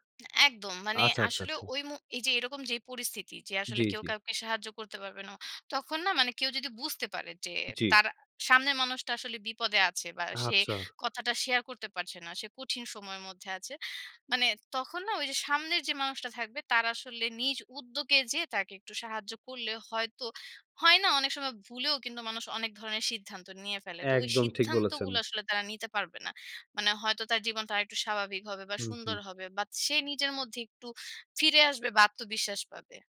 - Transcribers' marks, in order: none
- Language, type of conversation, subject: Bengali, podcast, কঠিন সময় আপনি কীভাবে সামলে নেন?